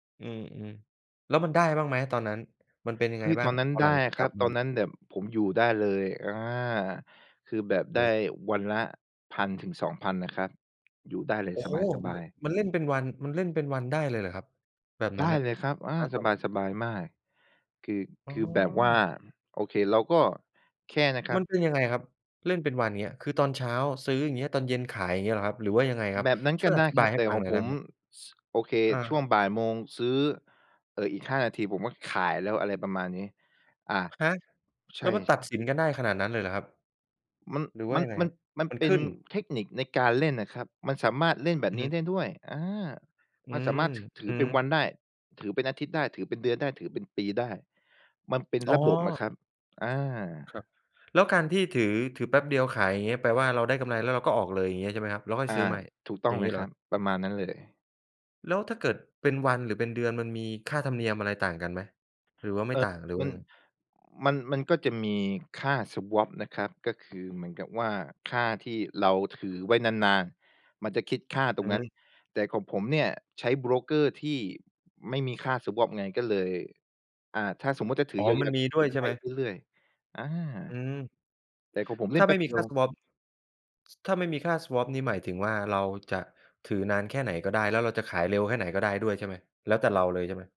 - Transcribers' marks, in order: unintelligible speech; surprised: "ฮะ ?"; in English: "swap"; in English: "swap"; in English: "swap"; other background noise; in English: "swap"
- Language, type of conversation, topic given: Thai, podcast, ทำยังไงถึงจะหาแรงจูงใจได้เมื่อรู้สึกท้อ?